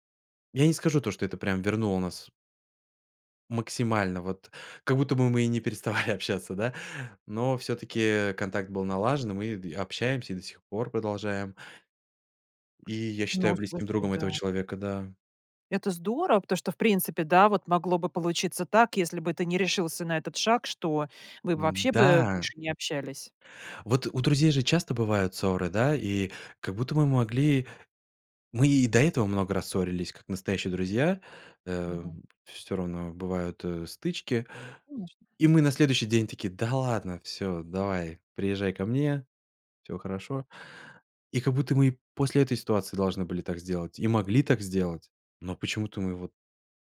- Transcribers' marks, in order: laughing while speaking: "переставали"; other background noise; tapping
- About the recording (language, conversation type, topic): Russian, podcast, Как вернуть утраченную связь с друзьями или семьёй?